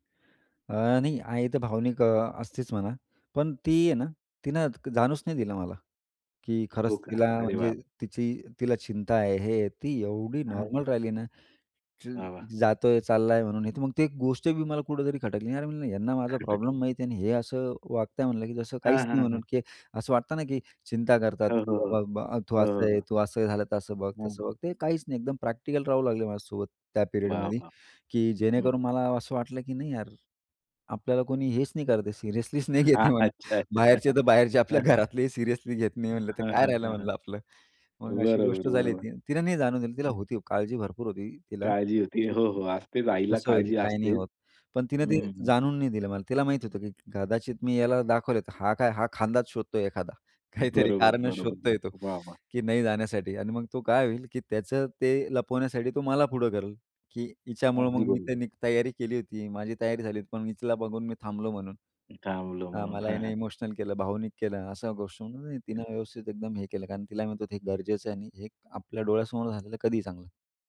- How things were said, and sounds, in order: in English: "पिरियडमध्ये"; laughing while speaking: "सिरियसली नाही घेते म्हणलं. बाहेरचे … राहिलं म्हणलं आपलं"; laughing while speaking: "अच्छा-अच्छा"; chuckle; tapping; laughing while speaking: "काहीतरी"
- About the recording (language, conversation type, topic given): Marathi, podcast, तुमच्या आयुष्यातला सर्वात मोठा बदल कधी आणि कसा झाला?